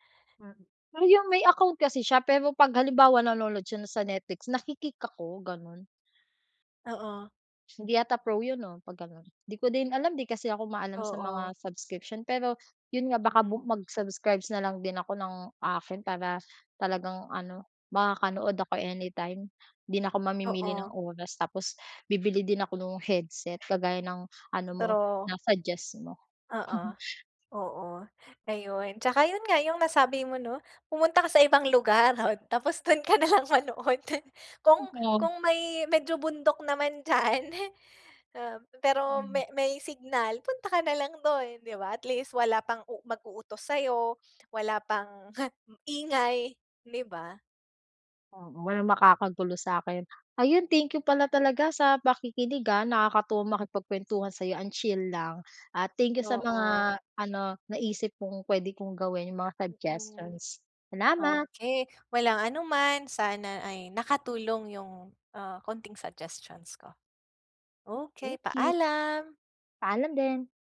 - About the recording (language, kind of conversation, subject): Filipino, advice, Paano ko maiiwasan ang mga nakakainis na sagabal habang nagpapahinga?
- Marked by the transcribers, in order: other background noise; chuckle; "at" said as "hot"; laughing while speaking: "tapos dun ka nalang manood"; unintelligible speech